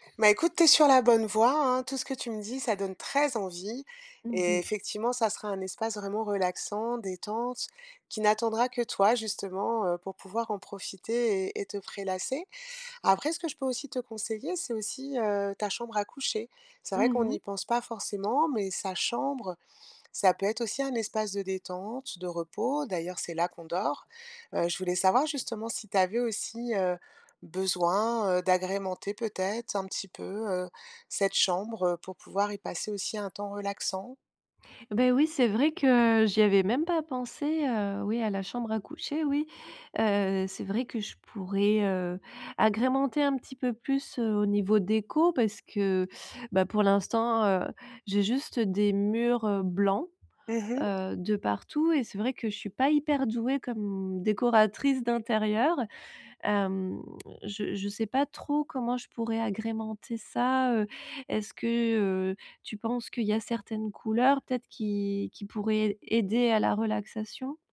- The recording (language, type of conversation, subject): French, advice, Comment puis-je créer une ambiance relaxante chez moi ?
- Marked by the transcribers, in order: stressed: "très"; tongue click